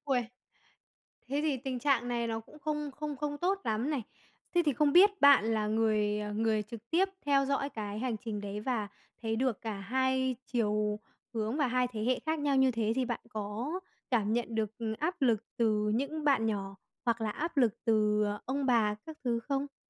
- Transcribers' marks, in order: other background noise; tapping
- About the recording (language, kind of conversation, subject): Vietnamese, podcast, Bạn nghĩ việc giữ tiếng mẹ đẻ trong gia đình quan trọng như thế nào?